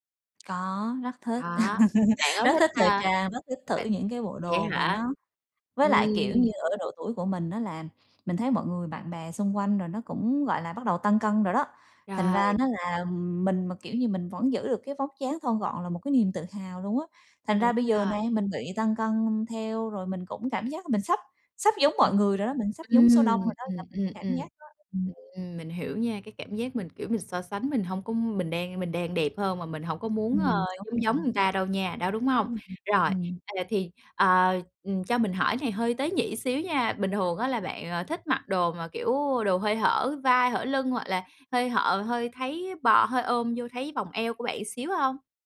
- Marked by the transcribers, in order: tapping; laugh; other background noise; unintelligible speech
- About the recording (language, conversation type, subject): Vietnamese, advice, Làm sao để giữ kỷ luật khi tôi mất động lực?